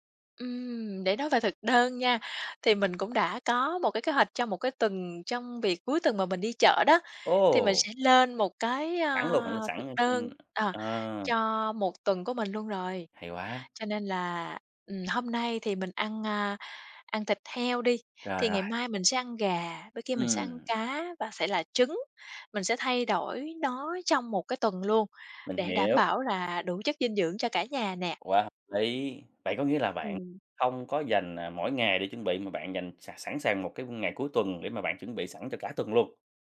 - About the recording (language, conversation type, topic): Vietnamese, podcast, Bạn chuẩn bị bữa tối cho cả nhà như thế nào?
- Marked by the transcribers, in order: tapping; other background noise